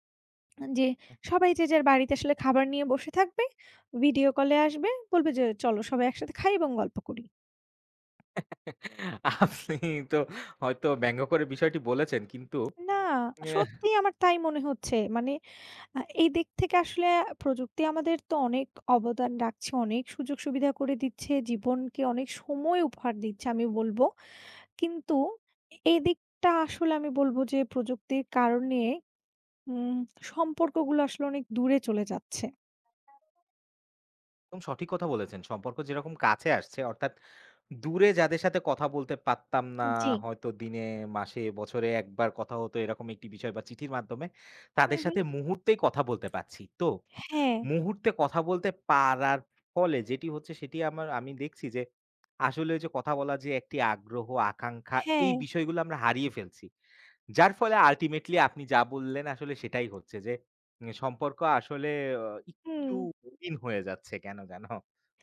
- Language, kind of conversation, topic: Bengali, unstructured, তোমার জীবনে প্রযুক্তি কী ধরনের সুবিধা এনে দিয়েছে?
- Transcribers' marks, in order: giggle; laughing while speaking: "আপনি তো"; tapping; in English: "ultimately"; "একটু" said as "ইকটু"